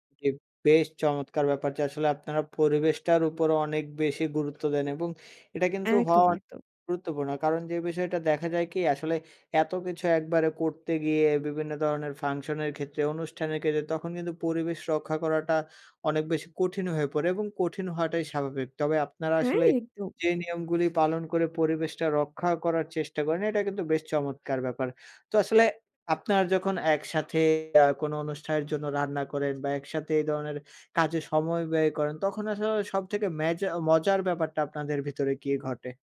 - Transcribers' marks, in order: tapping; "ঠিক" said as "ঠিপ"; other background noise
- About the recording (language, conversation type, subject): Bengali, podcast, একসঙ্গে রান্না করে কোনো অনুষ্ঠানে কীভাবে আনন্দময় পরিবেশ তৈরি করবেন?